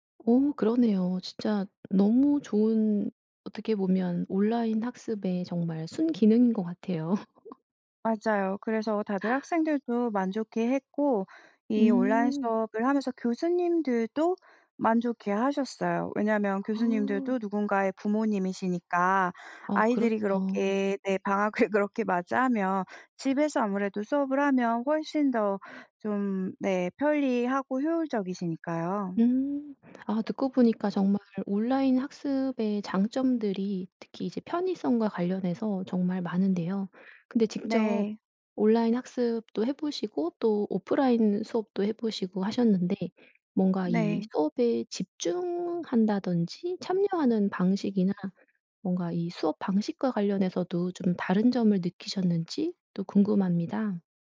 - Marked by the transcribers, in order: laugh; laughing while speaking: "방학을"
- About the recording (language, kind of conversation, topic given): Korean, podcast, 온라인 학습은 학교 수업과 어떤 점에서 가장 다르나요?
- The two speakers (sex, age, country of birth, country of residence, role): female, 40-44, South Korea, France, guest; female, 55-59, South Korea, South Korea, host